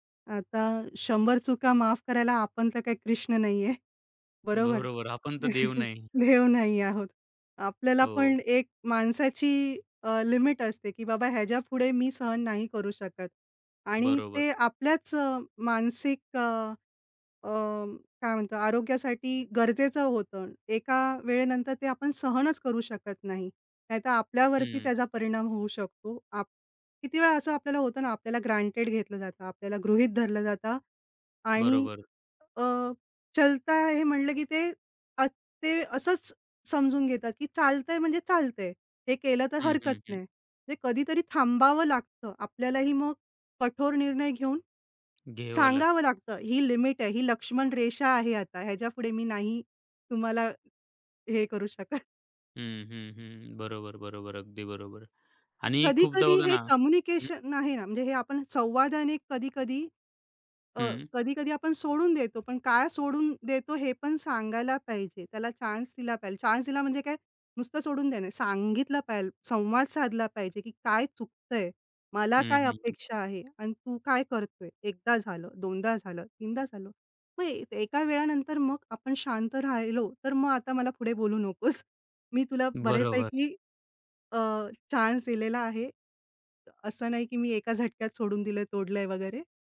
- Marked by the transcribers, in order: chuckle; laugh; in English: "लिमिट"; in English: "ग्रँटेड"; in Hindi: "चलता हे"; in English: "लिमिट"; laughing while speaking: "शकत"; in English: "कम्युनिकेशन"; in English: "चान्स"; in English: "चान्स"; laughing while speaking: "नकोस"; in English: "चान्स"
- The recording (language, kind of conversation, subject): Marathi, podcast, एकदा विश्वास गेला तर तो कसा परत मिळवता?